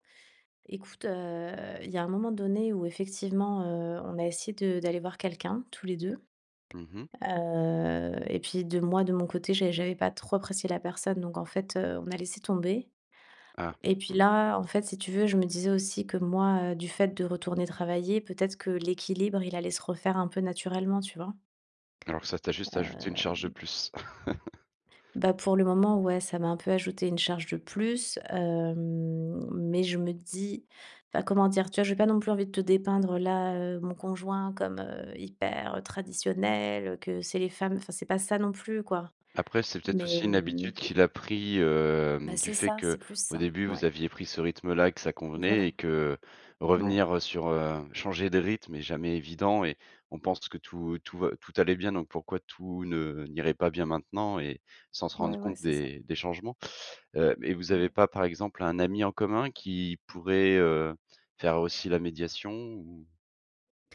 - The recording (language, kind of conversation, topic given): French, advice, Comment puis-je simplifier ma vie et réduire le chaos au quotidien ?
- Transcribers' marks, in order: tapping; drawn out: "Heu"; laugh